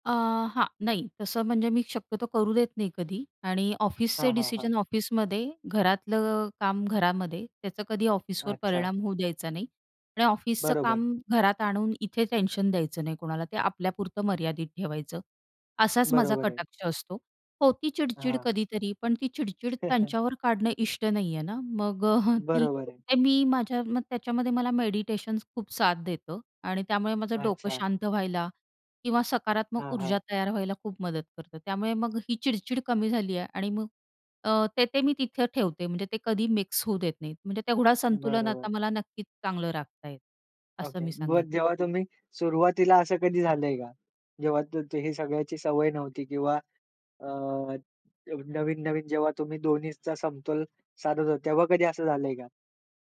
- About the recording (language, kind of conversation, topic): Marathi, podcast, तुम्ही काम आणि घर यांच्यातील संतुलन कसे जपता?
- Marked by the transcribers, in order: tapping; other background noise; chuckle